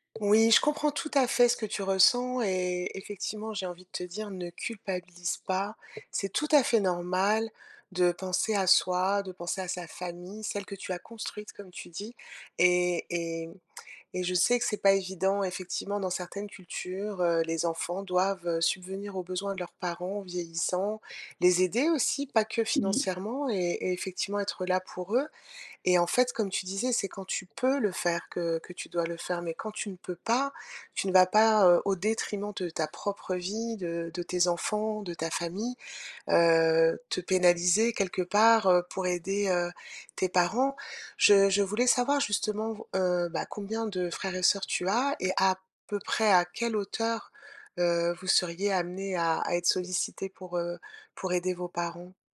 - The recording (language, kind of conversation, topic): French, advice, Comment trouver un équilibre entre les traditions familiales et mon expression personnelle ?
- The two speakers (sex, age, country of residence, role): female, 35-39, France, user; female, 50-54, France, advisor
- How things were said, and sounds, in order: tapping